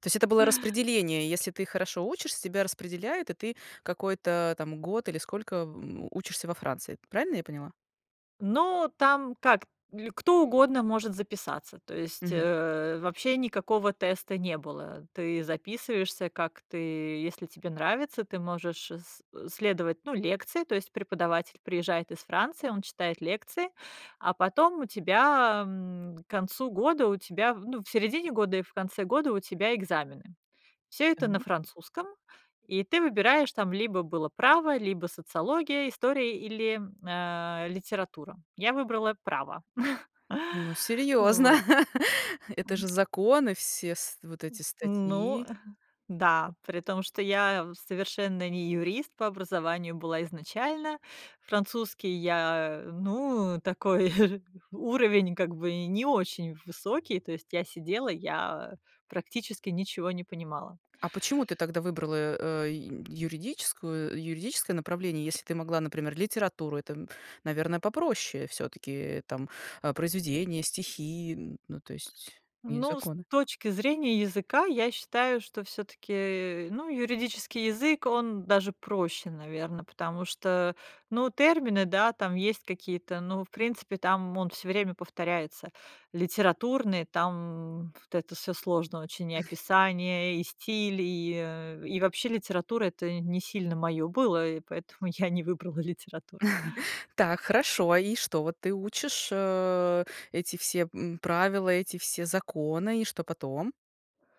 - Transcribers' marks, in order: tapping; chuckle; laugh; other noise; chuckle; laughing while speaking: "поэтому я не выбрала литературу"; chuckle
- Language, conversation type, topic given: Russian, podcast, Как не зацикливаться на ошибках и двигаться дальше?